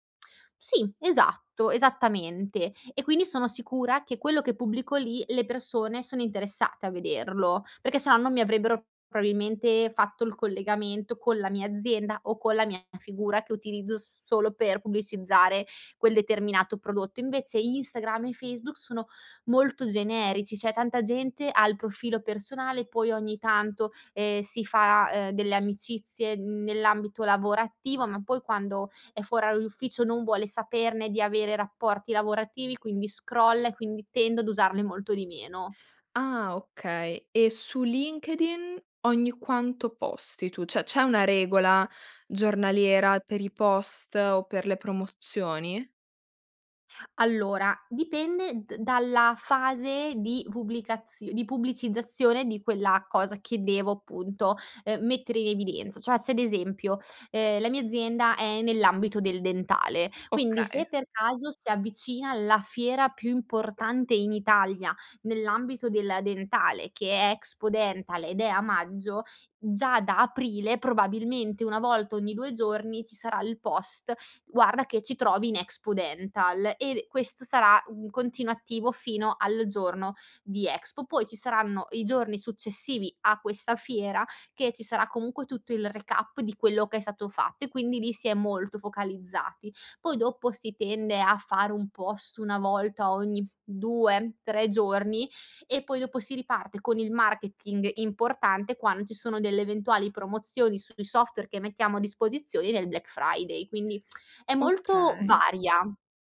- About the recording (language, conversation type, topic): Italian, podcast, Come gestisci i limiti nella comunicazione digitale, tra messaggi e social media?
- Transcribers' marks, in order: "probabilmente" said as "proabilmente"; "Cioè" said as "ceh"; "orario" said as "oraro"; in English: "scrolla"; "Cioè" said as "ceh"; other background noise; "cioè" said as "ceh"; tapping; tongue click